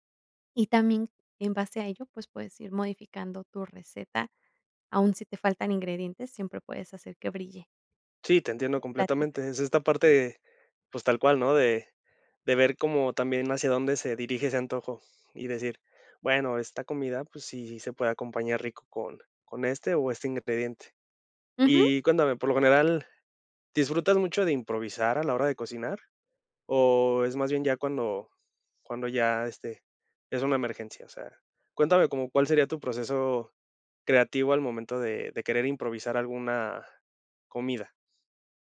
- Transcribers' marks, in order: none
- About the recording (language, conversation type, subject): Spanish, podcast, ¿Cómo improvisas cuando te faltan ingredientes?